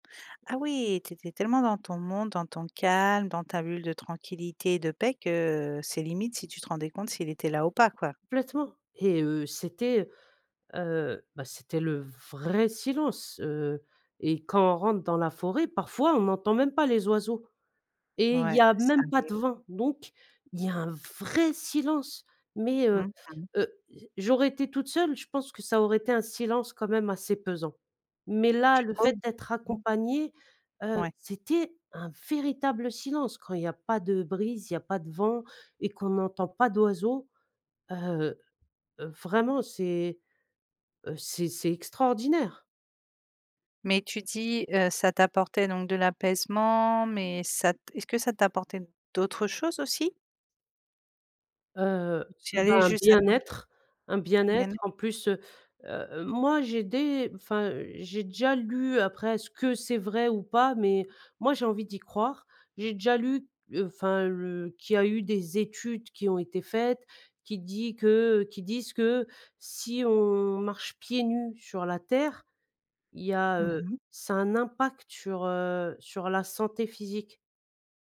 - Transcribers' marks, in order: stressed: "vrai"; unintelligible speech; stressed: "vrai"; stressed: "véritable"
- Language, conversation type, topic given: French, podcast, As-tu déjà été saisi par le silence d’un lieu naturel ?